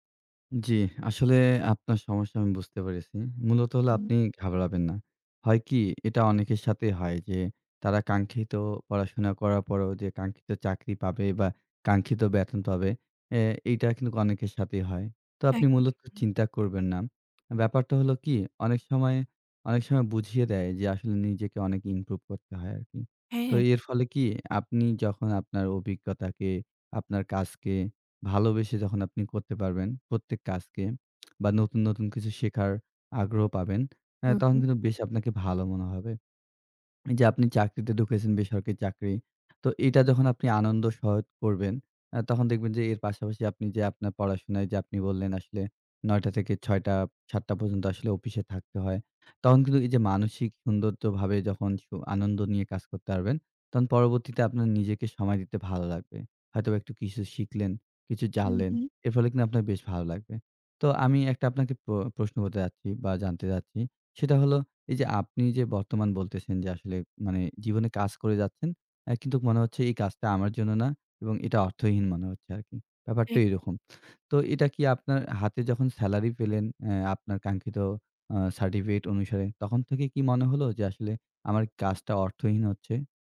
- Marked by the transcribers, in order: "কিন্তু" said as "কিন্তুক"; other noise; lip smack; "সহিত" said as "সহত"; "পারবেন" said as "আরবেন"
- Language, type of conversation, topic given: Bengali, advice, কাজ করলেও কেন আপনার জীবন অর্থহীন মনে হয়?